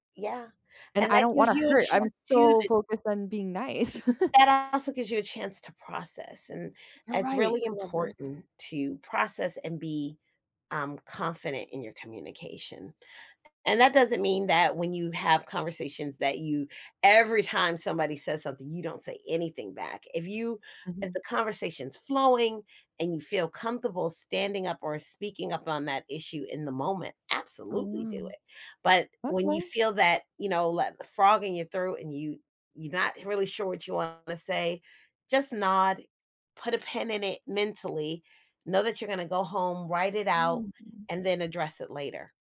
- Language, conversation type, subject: English, advice, How can I stop feeling ashamed when I don't speak up in important situations?
- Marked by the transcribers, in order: tapping; chuckle